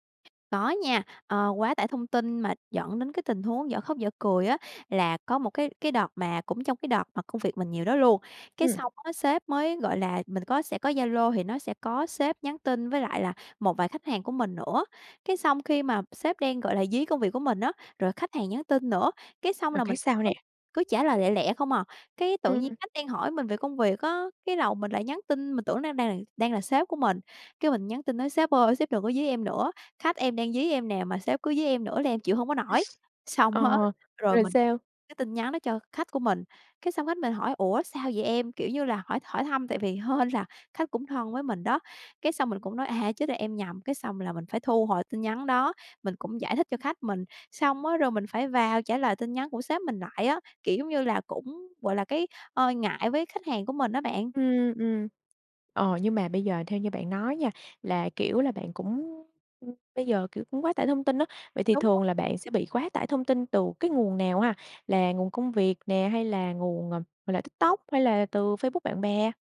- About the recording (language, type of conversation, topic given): Vietnamese, podcast, Bạn đối phó với quá tải thông tin ra sao?
- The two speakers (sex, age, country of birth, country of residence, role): female, 25-29, Vietnam, Vietnam, guest; female, 25-29, Vietnam, Vietnam, host
- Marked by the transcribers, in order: chuckle; tapping